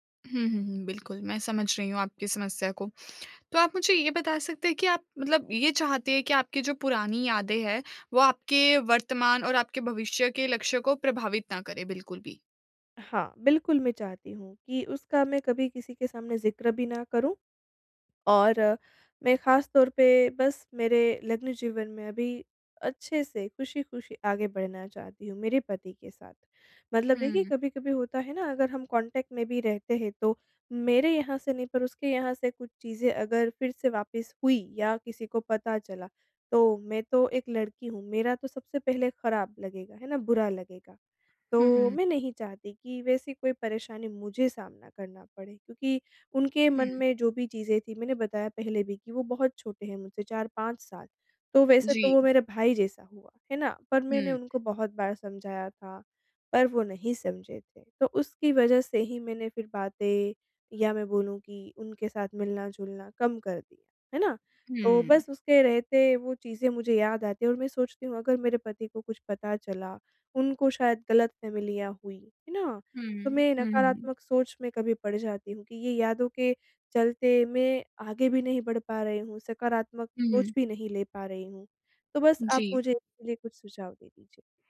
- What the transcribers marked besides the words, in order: in English: "कॉन्टैक्ट"; "गलतफ़हमियाँ" said as "गलतफ़ैमिलियाँ"
- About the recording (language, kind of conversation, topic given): Hindi, advice, पुरानी यादों के साथ कैसे सकारात्मक तरीके से आगे बढ़ूँ?